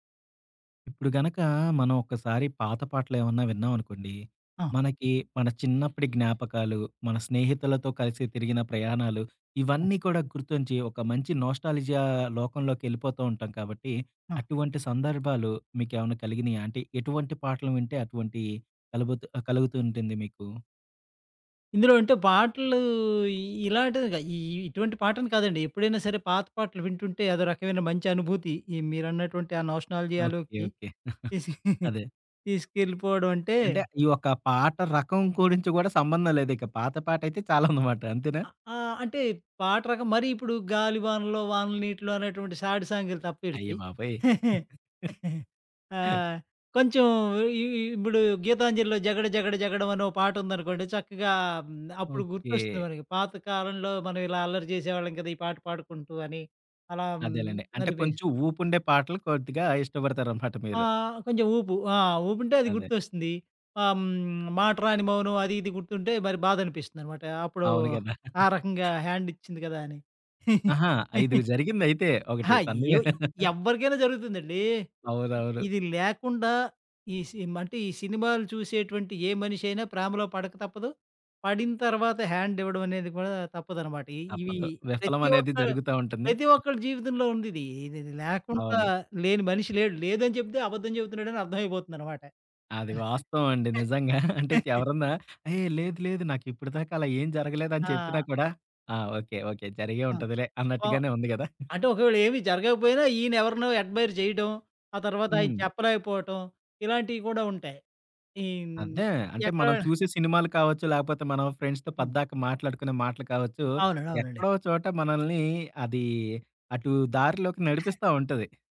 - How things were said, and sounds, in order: in English: "నొస్టాల్జియా"; in English: "నొస్టాల్జియాలోకి"; giggle; giggle; in English: "సాడ్ సాంగ్"; giggle; chuckle; chuckle; in English: "హ్యాండ్"; giggle; chuckle; in English: "హ్యండ్"; giggle; other background noise; giggle; giggle; in English: "అడ్మైర్"; in English: "ఫ్రెండ్స్‌తో"
- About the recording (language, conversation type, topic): Telugu, podcast, పాత పాటలు మిమ్మల్ని ఎప్పుడు గత జ్ఞాపకాలలోకి తీసుకెళ్తాయి?